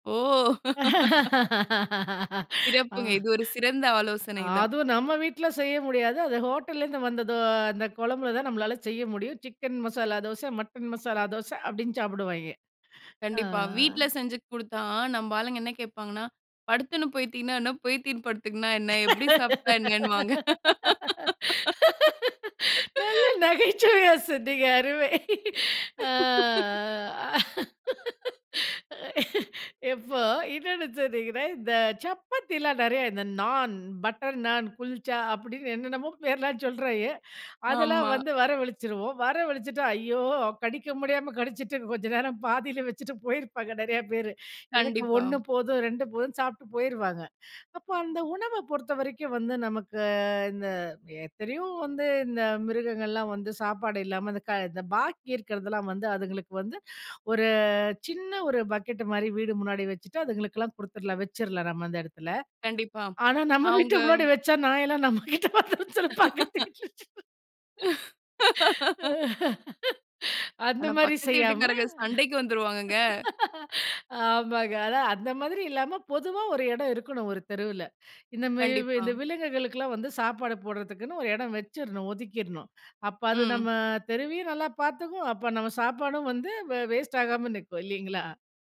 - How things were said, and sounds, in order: laughing while speaking: "ஓ"; laugh; tapping; other noise; drawn out: "அ"; laughing while speaking: "நல்ல நகைச்சுவையா சொன்னீங்க. அருமை. அ … போதுன்னு சாப்பிட்டு போயிருவாங்க"; laugh; laugh; laughing while speaking: "ஆனா, நம்ம வீட்டு முன்னாடி வச்சா … மாரி செய்யாம ஆமாங்க"; laugh
- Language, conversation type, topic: Tamil, podcast, உணவு வீணாக்கத்தை குறைப்பதற்காக நீங்கள் கடைப்பிடிக்கும் பழக்கங்கள் என்ன?